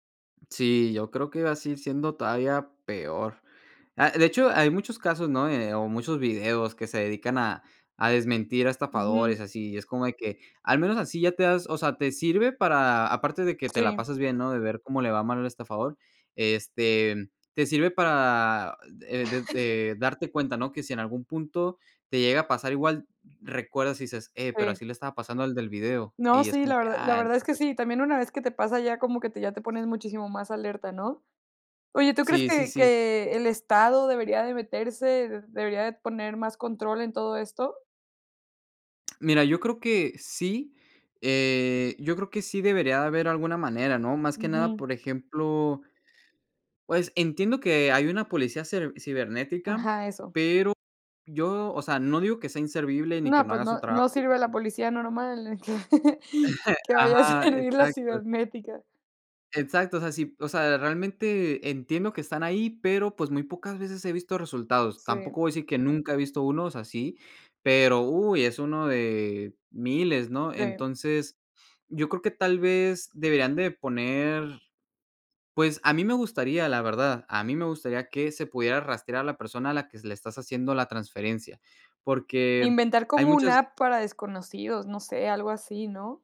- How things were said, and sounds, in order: laugh; laugh; laughing while speaking: "que vaya a servir"; chuckle
- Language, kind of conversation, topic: Spanish, podcast, ¿Qué miedos o ilusiones tienes sobre la privacidad digital?